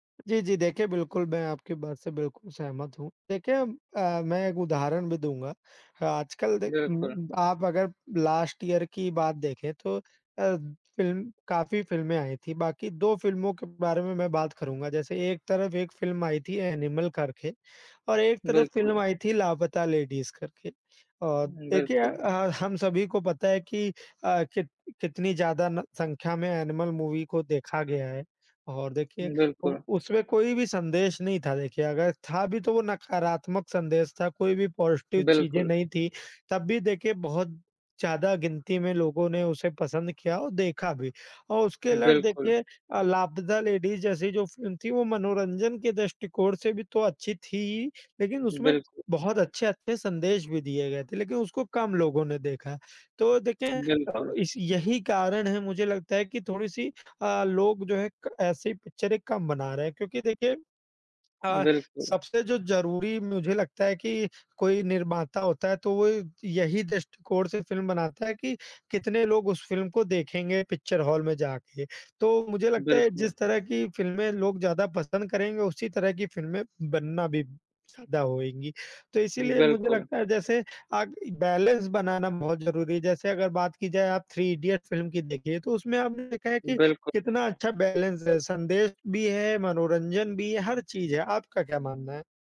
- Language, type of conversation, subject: Hindi, unstructured, क्या फिल्मों में मनोरंजन और संदेश, दोनों का होना जरूरी है?
- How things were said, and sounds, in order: other background noise; other noise; in English: "लास्ट ईयर"; tapping; in English: "मूवी"; in English: "पॉज़िटिव"; in English: "बैलेंस"; in English: "थ्री"; in English: "बैलेंस"